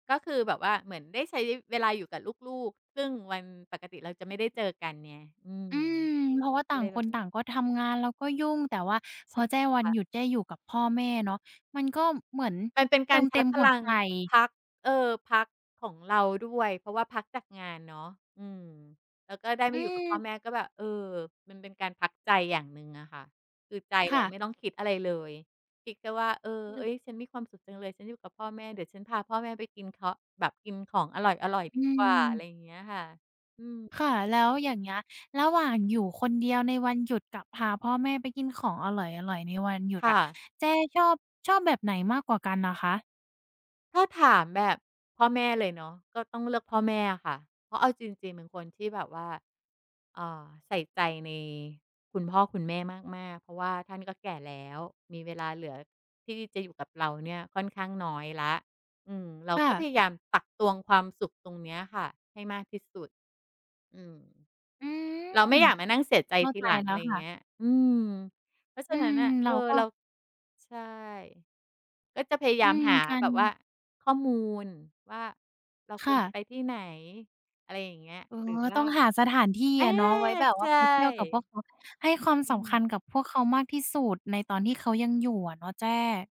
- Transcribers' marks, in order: tapping
- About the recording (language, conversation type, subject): Thai, podcast, วันหยุดที่รู้สึกได้พักจริง ๆ คุณทำอะไรบ้าง?